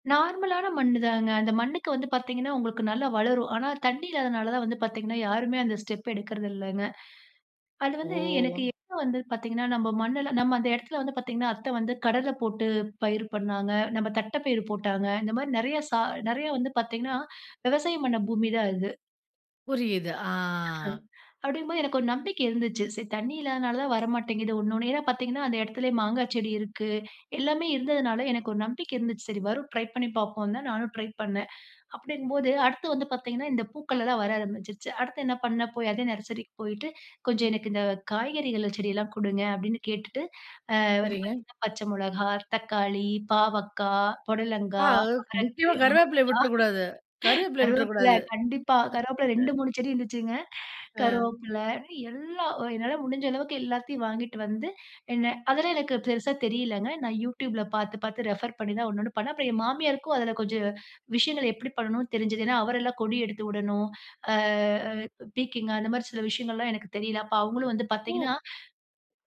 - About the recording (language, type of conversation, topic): Tamil, podcast, பார்க்கிங் பகுதியில், தோட்டத்தில் அல்லது வீட்டில் நீங்கள் தாவரங்கள் வளர்த்த அனுபவத்தைப் பற்றி சொல்ல முடியுமா?
- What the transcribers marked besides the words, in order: in English: "ஸ்டெப்"; laugh; drawn out: "ஆ"; in English: "ட்ரை"; in English: "ட்ரை"; in English: "நர்சரிக்கு"; laughing while speaking: "அவரைக்கா"; in English: "ரெஃபர்"; "பீர்க்கங்காய்" said as "பீக்கிங்கா"